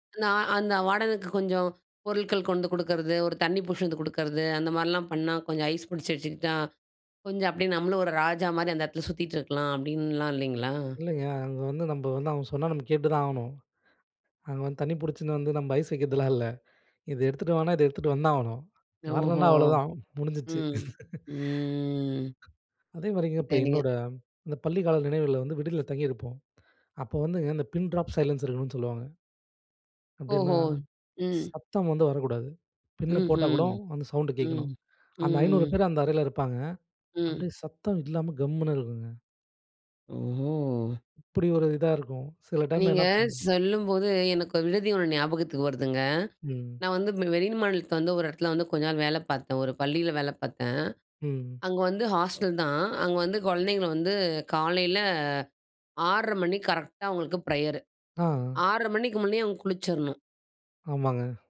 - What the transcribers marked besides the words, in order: other background noise; drawn out: "ம்"; laugh; other noise; in English: "பின் டிராப் சைலன்ஸ்"; drawn out: "ஓ!"
- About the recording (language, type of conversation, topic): Tamil, podcast, பள்ளிக்கால நினைவில் உனக்கு மிகப்பெரிய பாடம் என்ன?